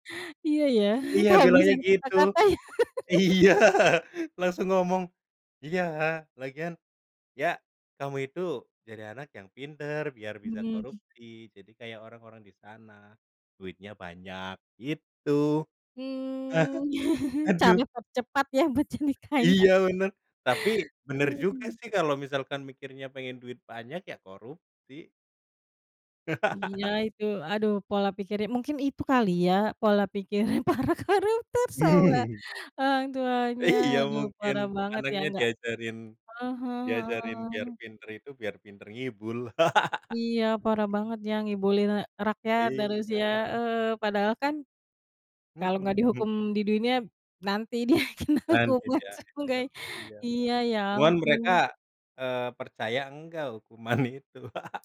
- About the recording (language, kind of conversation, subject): Indonesian, unstructured, Bagaimana pendapatmu tentang korupsi dalam pemerintahan saat ini?
- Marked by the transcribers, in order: laughing while speaking: "kehabisan"; laughing while speaking: "iya"; laugh; laugh; chuckle; laughing while speaking: "buat jadi kaya"; laugh; laughing while speaking: "pikirnya para koruptor"; laugh; laugh; laughing while speaking: "dia kena hukuman seenggak"; chuckle